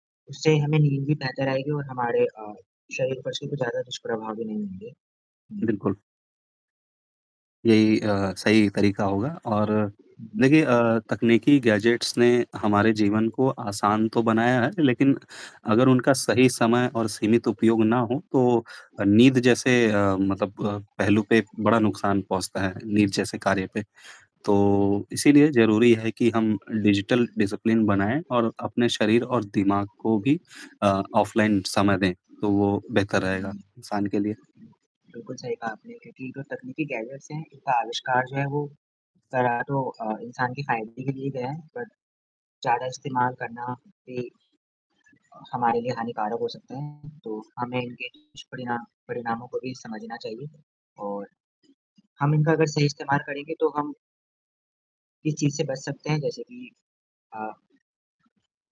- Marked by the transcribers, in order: static; in English: "गैजेट्स"; in English: "डिजिटल डिसिप्लिन"; in English: "गैजेट्स"; in English: "बट"; distorted speech
- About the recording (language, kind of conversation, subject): Hindi, unstructured, क्या तकनीकी उपकरणों ने आपकी नींद की गुणवत्ता पर असर डाला है?